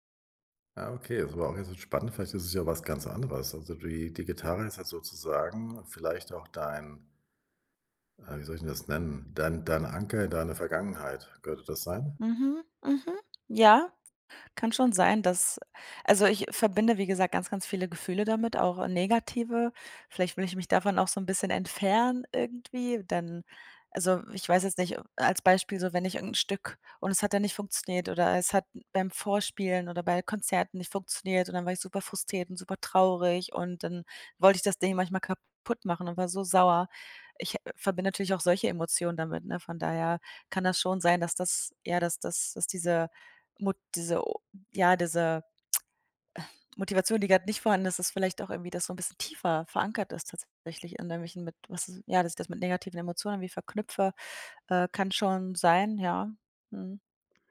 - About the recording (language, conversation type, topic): German, advice, Wie kann ich motivierter bleiben und Dinge länger durchziehen?
- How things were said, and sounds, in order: other background noise; tongue click